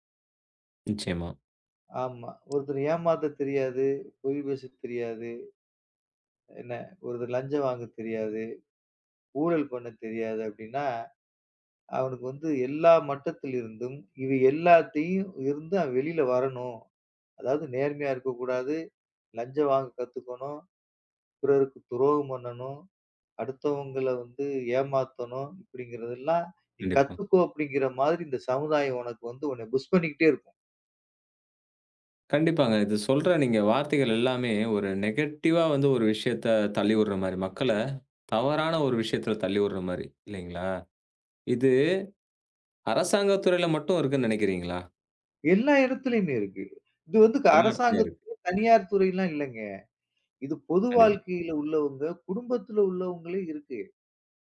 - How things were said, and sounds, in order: in English: "புஷ்"; in English: "நெகட்டிவ்வ"
- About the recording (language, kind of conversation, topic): Tamil, podcast, நேர்மை நம்பிக்கையை உருவாக்குவதில் எவ்வளவு முக்கியம்?
- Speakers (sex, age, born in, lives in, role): male, 35-39, India, Finland, host; male, 40-44, India, India, guest